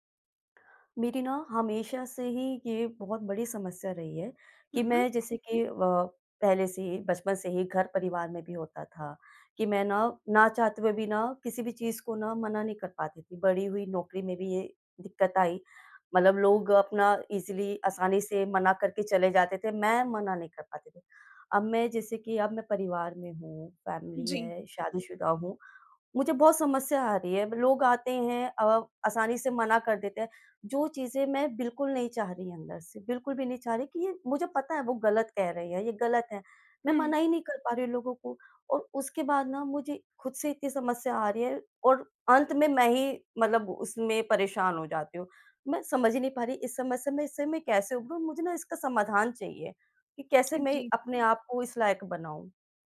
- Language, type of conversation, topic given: Hindi, advice, बॉस और परिवार के लिए सीमाएँ तय करना और 'ना' कहना
- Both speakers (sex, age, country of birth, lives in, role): female, 25-29, India, India, advisor; female, 35-39, India, India, user
- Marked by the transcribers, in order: in English: "ईज़िली"; in English: "फ़ैमिली"; tapping